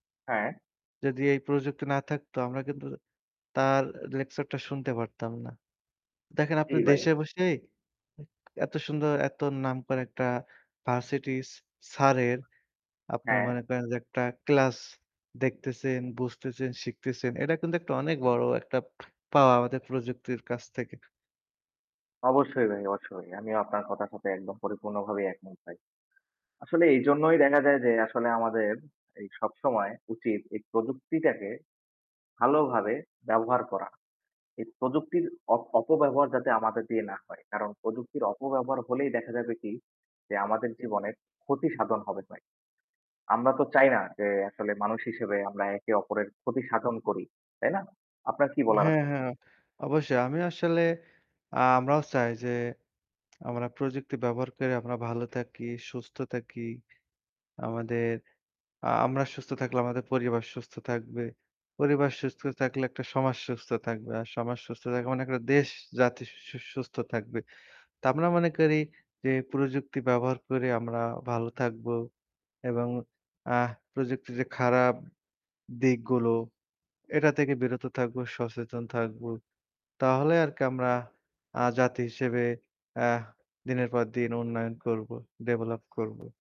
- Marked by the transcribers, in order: static; other noise; other background noise
- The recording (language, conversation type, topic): Bengali, unstructured, তুমি কি মনে করো প্রযুক্তি আমাদের জীবনে কেমন প্রভাব ফেলে?